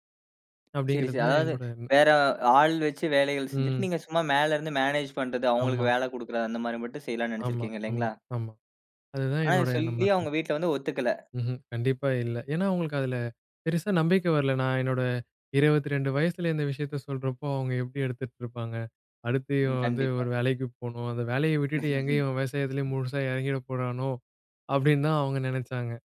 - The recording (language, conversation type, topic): Tamil, podcast, உங்கள் உள்ளுணர்வு சொல்வதை குடும்பத்தினர் ஏற்றுக்கொள்ளும் வகையில் நீங்கள் எப்படிப் பேசுவீர்கள்?
- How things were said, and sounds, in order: other background noise; laugh